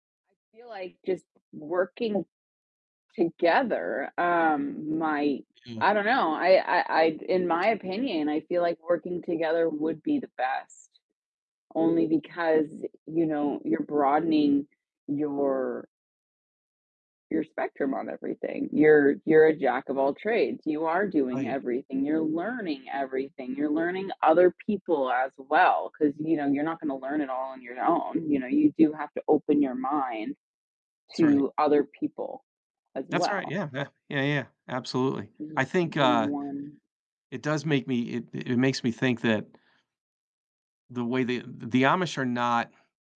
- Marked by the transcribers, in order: distorted speech; tapping; unintelligible speech
- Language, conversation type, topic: English, unstructured, How do you decide between focusing deeply on one skill or developing a variety of abilities?
- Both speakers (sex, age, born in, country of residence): female, 35-39, United States, United States; male, 55-59, United States, United States